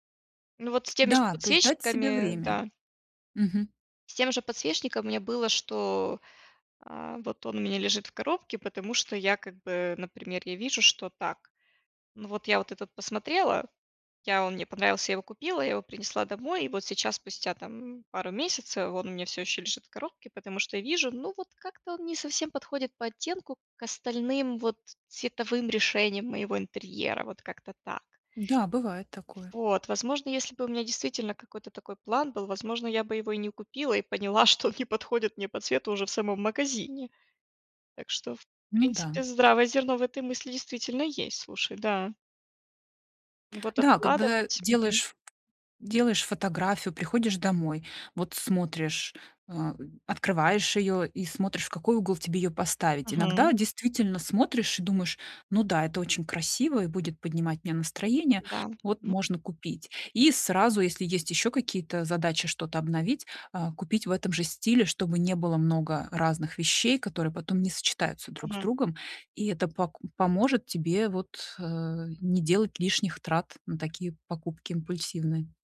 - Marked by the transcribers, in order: tapping; laughing while speaking: "и поняла, что он не подходит мне по цвету"; other noise
- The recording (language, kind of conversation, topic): Russian, advice, Как мне справляться с внезапными импульсами, которые мешают жить и принимать решения?
- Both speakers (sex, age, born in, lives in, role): female, 35-39, Ukraine, United States, user; female, 40-44, Russia, Mexico, advisor